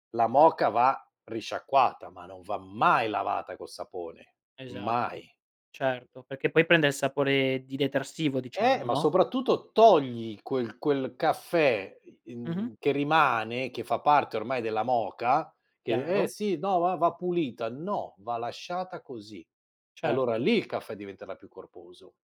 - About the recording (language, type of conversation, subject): Italian, podcast, Come bilanci la caffeina e il riposo senza esagerare?
- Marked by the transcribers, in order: unintelligible speech; unintelligible speech